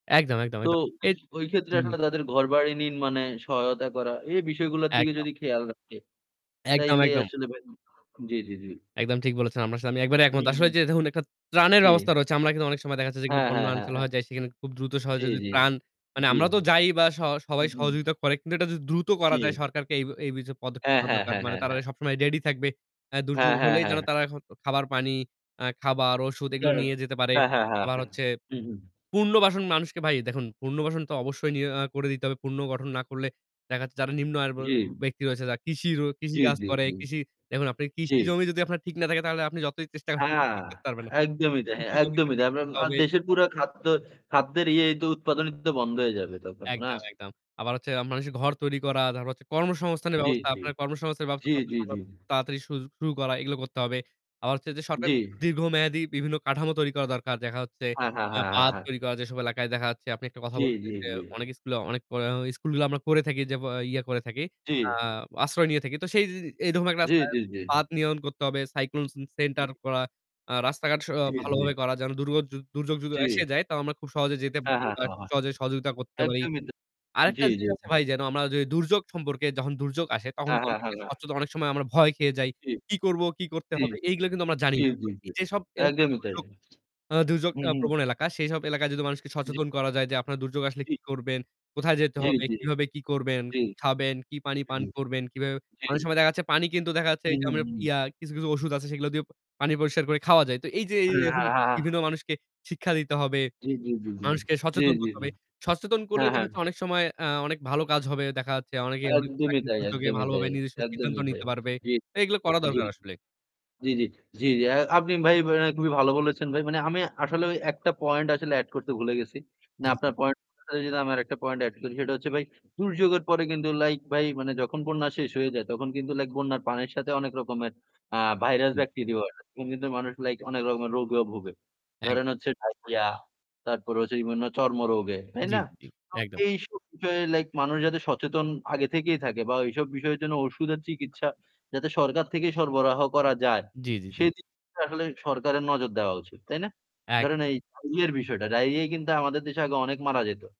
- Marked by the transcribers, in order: static; other background noise; distorted speech; "আপনার" said as "আম্নার"; "যদি" said as "যদ"; "বিষয়ে" said as "বিশ"; unintelligible speech; "পুনর্বাসন" said as "পূর্ণবাসন"; "পুনর্বাসন" said as "পূর্ণবাসন"; tapping; unintelligible speech; in English: "Cyclone ce center"; unintelligible speech; "সেটা" said as "সেডা"; "তখন" said as "তন"; "রোগে" said as "রোগা"
- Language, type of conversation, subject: Bengali, unstructured, প্রাকৃতিক দুর্যোগ আমাদের জীবনকে কীভাবে প্রভাবিত করে?